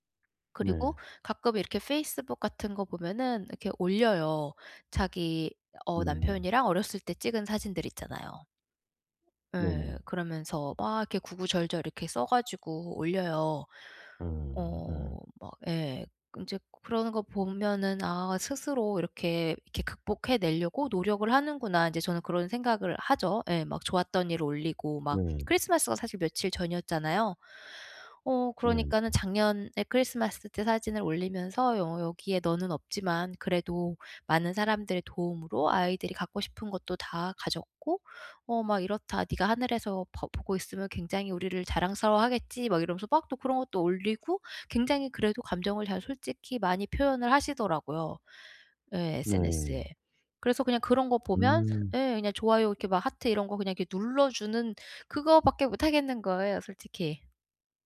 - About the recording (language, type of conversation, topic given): Korean, advice, 가족 변화로 힘든 사람에게 정서적으로 어떻게 지지해 줄 수 있을까요?
- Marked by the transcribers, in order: put-on voice: "페이스북"; other background noise